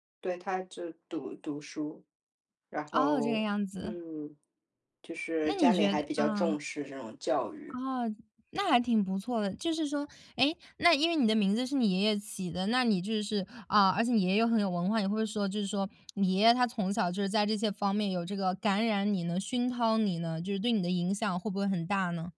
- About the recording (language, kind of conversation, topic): Chinese, podcast, 你的名字背后有什么来历或故事？
- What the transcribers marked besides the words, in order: other background noise